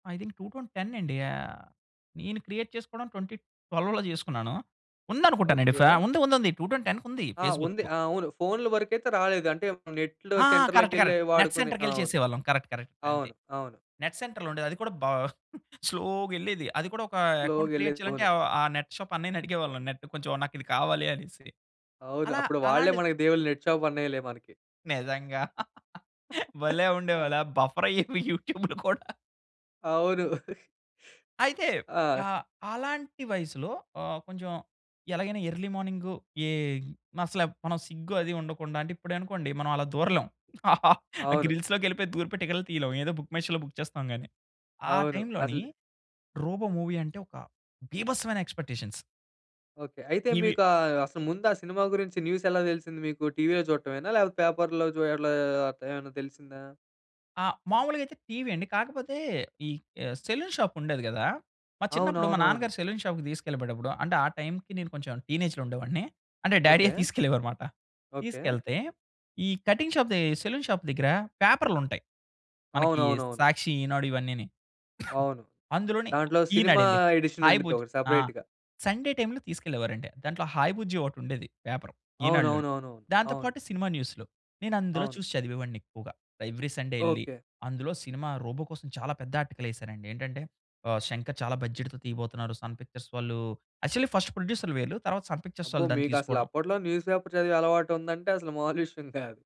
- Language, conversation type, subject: Telugu, podcast, ఒక సినిమా మీ దృష్టిని ఎలా మార్చిందో చెప్పగలరా?
- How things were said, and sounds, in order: in English: "ఐ థింక్ టూ టౌన్ టెన్"; in English: "క్రియేట్"; in English: "ట్వెంటీ ట్వెల్వ్‌లో"; in English: "టూ టౌన్ టెన్‌కుంది ఫేస్‌బుక్కు"; in English: "నెట్‌లో"; in English: "కరెక్ట్. కరెక్ట్"; in English: "కరెక్ట్ కరెక్ట్"; in English: "నెట్ సెంటర్‌లో"; chuckle; in English: "అకౌంట్ క్రియేట్"; in English: "నెట్ షాప్"; in English: "నెట్"; in English: "నెట్ షాప్"; laugh; chuckle; in English: "బఫర్"; laughing while speaking: "అయ్యేవి యూట్యూబ్‌లు కూడా"; chuckle; laugh; tapping; in English: "బుక్ మై షోలో బుక్"; in English: "టైమ్‌లోని"; in English: "మూవీ"; in English: "ఎక్స్పెక్టేషన్స్"; in English: "న్యూస్"; in English: "పేపర్‌లో"; in English: "సెలూన్ షాప్"; in English: "సెలూన్ షాప్‌కి"; in English: "టైమ్‌కి"; in English: "టీనేజ్‌లో"; chuckle; in English: "కటింగ్ షాప్"; in English: "సెలూన్ షాప్"; cough; in English: "సండే టైమ్‌లో"; in English: "ఎడిషన్"; in English: "సపరేట్‌గా"; in English: "ఎవ్రీ సండే"; in English: "ఆర్టికల్"; in English: "బడ్జెట్‌తో"; in English: "యాక్చువల్లి ఫస్ట్"; in English: "న్యూస్ పేపర్"